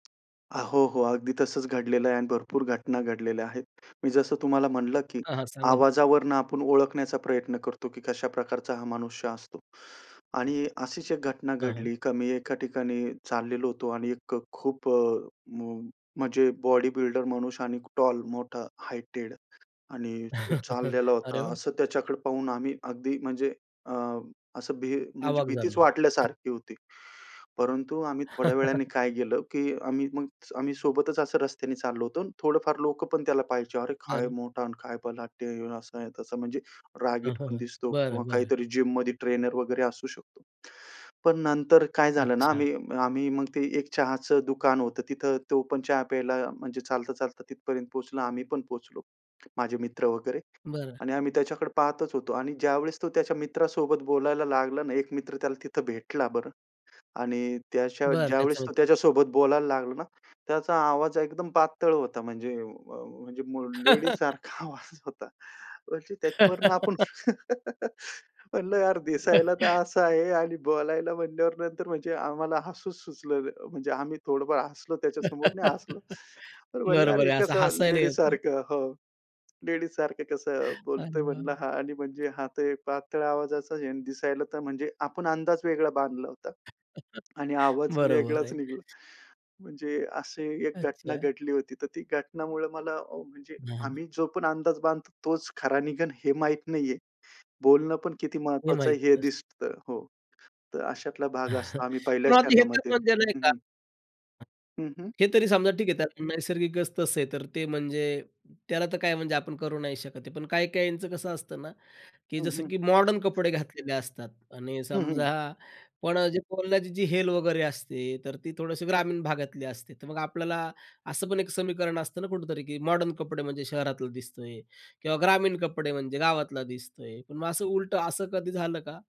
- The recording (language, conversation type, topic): Marathi, podcast, भेटीत पहिल्या काही क्षणांत तुम्हाला सर्वात आधी काय लक्षात येते?
- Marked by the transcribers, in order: tapping; other background noise; chuckle; chuckle; chuckle; in English: "जिममध्ये"; giggle; unintelligible speech; laughing while speaking: "लेडीजसारखा आवाज होता. म्हणजे त्याच्यावरनं … बोलतोय म्हणलं हा"; laugh; chuckle; laugh; laugh; laughing while speaking: "बरोबर आहे असं हसायला येतं"; chuckle; chuckle; laughing while speaking: "बरोबर आहे"; unintelligible speech; chuckle; unintelligible speech; other noise